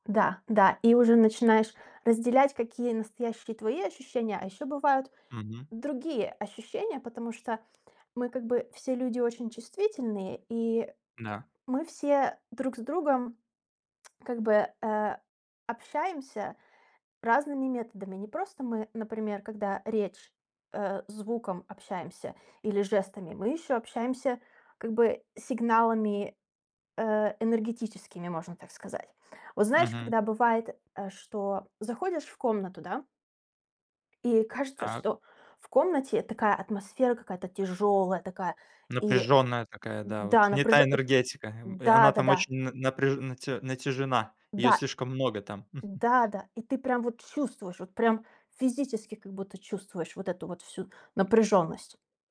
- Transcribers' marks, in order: other background noise; chuckle
- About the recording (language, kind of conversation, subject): Russian, podcast, Как развивать интуицию в повседневной жизни?